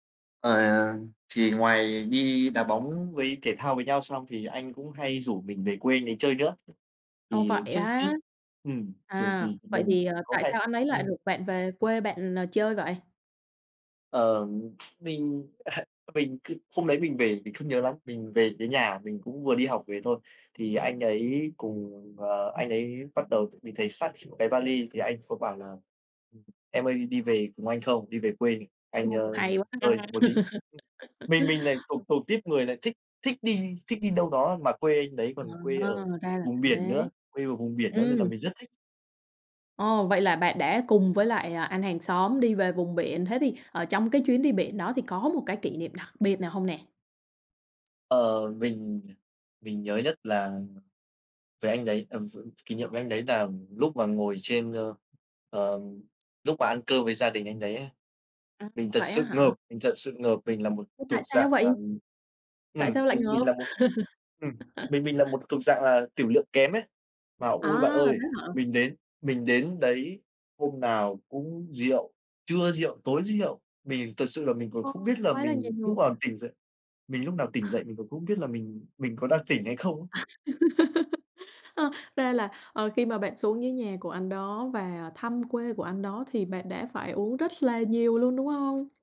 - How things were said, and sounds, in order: tapping; other background noise; laughing while speaking: "à"; unintelligible speech; laugh; unintelligible speech; laugh; other noise; laugh
- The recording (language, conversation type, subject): Vietnamese, podcast, Bạn có thể kể về một người hàng xóm đáng nhớ trong cuộc đời bạn không?